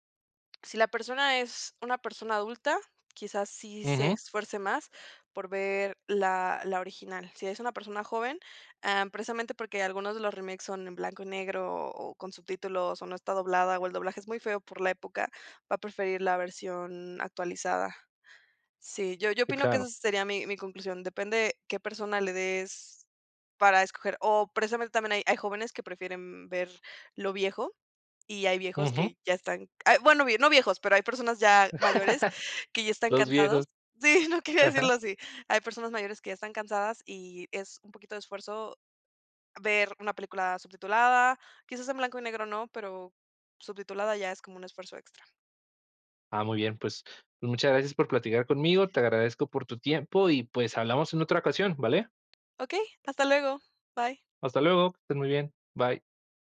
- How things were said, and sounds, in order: laugh; laughing while speaking: "Sí, no quería decirlo así"; other background noise; tapping
- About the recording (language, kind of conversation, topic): Spanish, podcast, ¿Por qué crees que amamos los remakes y reboots?